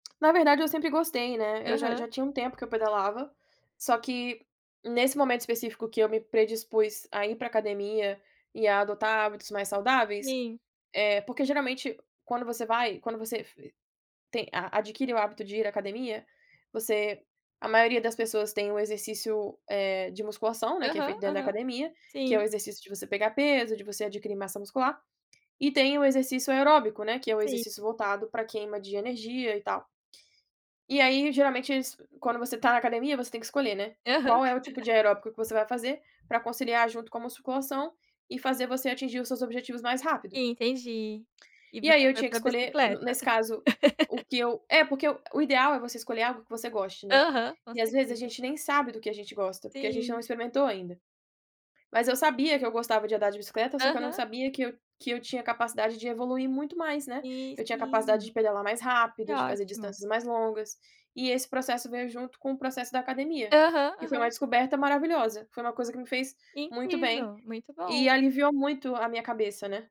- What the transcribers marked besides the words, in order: tapping; laugh; laugh
- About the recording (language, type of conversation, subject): Portuguese, podcast, O que você faz para cuidar da sua saúde mental?